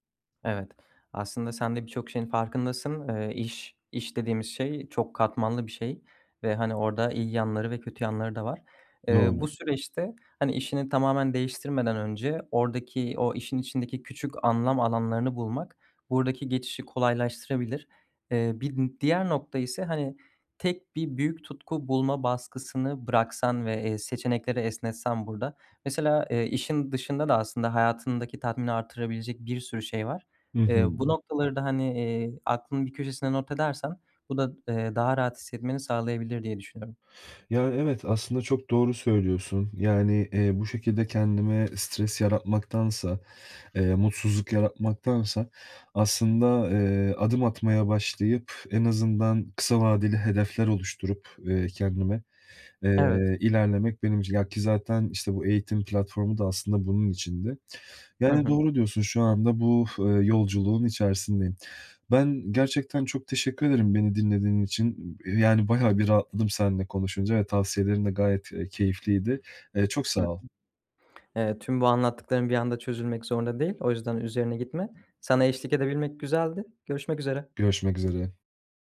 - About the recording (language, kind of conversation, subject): Turkish, advice, Kariyerimde tatmin bulamıyorsam tutku ve amacımı nasıl keşfedebilirim?
- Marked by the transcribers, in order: other background noise; blowing; tapping